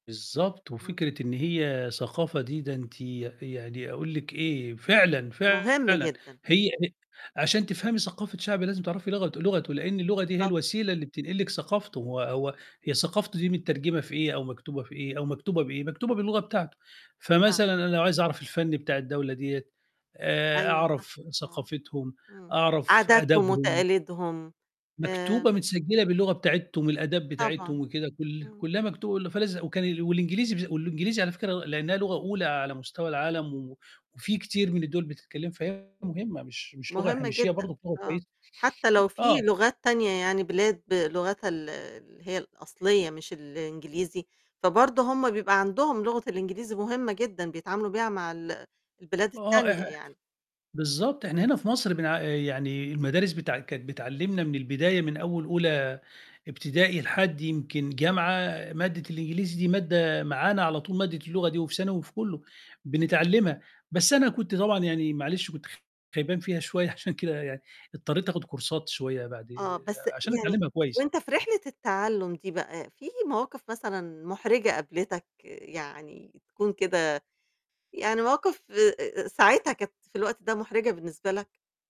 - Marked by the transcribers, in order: distorted speech; other noise; static; tapping; chuckle; in English: "كورسات"
- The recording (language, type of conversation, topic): Arabic, podcast, إزاي اتعلمت تتكلم لغة جديدة في وقت فراغك؟